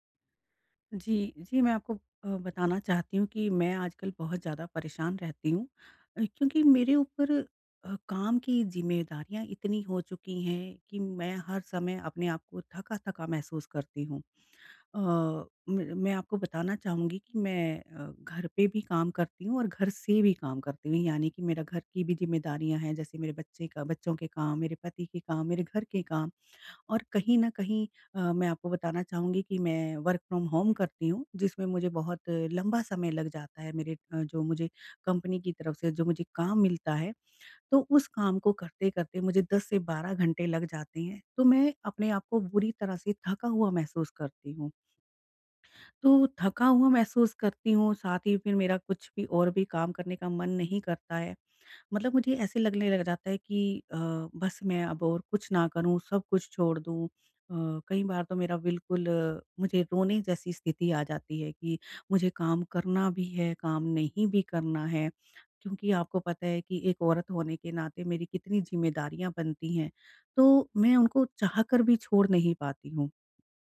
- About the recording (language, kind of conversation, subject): Hindi, advice, मैं कैसे तय करूँ कि मुझे मदद की ज़रूरत है—यह थकान है या बर्नआउट?
- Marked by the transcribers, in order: in English: "वर्क फ्रॉम होम"; in English: "कंपनी"